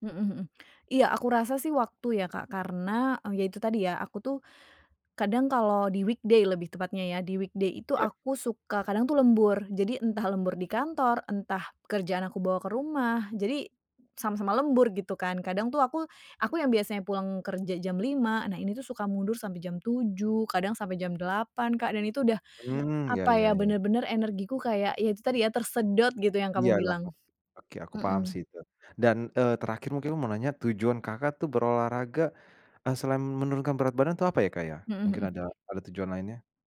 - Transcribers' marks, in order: in English: "weekday"; in English: "weekday"; other background noise
- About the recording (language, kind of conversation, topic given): Indonesian, advice, Mengapa saya kehilangan motivasi untuk berolahraga meskipun sudah tahu manfaatnya?